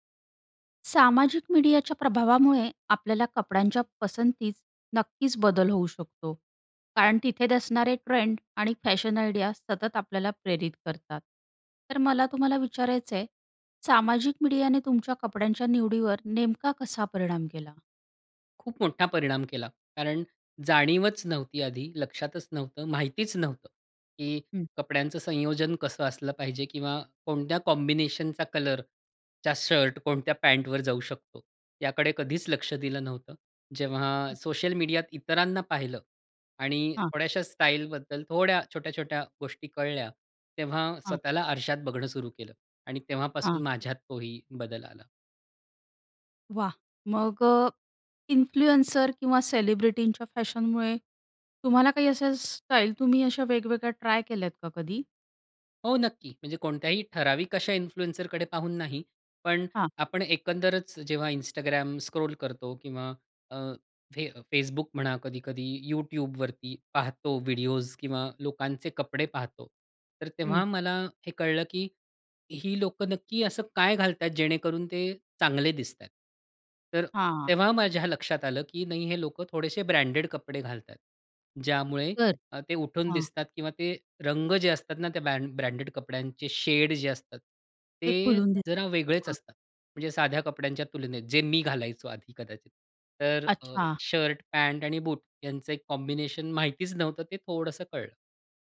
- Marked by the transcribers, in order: tapping; in English: "आयडिया"; in English: "कॉम्बिनेशनचा"; in English: "इन्फ्लुएन्सर"; in English: "इन्फ्लुएन्सरकडे"; in English: "कॉम्बिनेशन"
- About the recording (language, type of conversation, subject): Marathi, podcast, सामाजिक माध्यमांमुळे तुमची कपड्यांची पसंती बदलली आहे का?